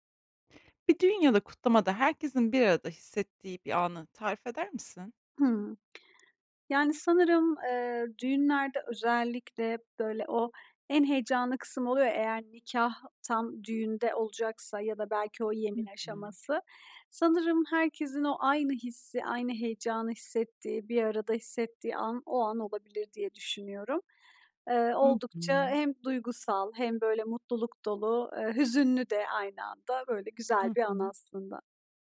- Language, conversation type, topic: Turkish, podcast, Bir düğün ya da kutlamada herkesin birlikteymiş gibi hissettiği o anı tarif eder misin?
- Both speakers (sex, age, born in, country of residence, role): female, 25-29, Turkey, Germany, host; female, 30-34, Turkey, Estonia, guest
- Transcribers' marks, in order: tapping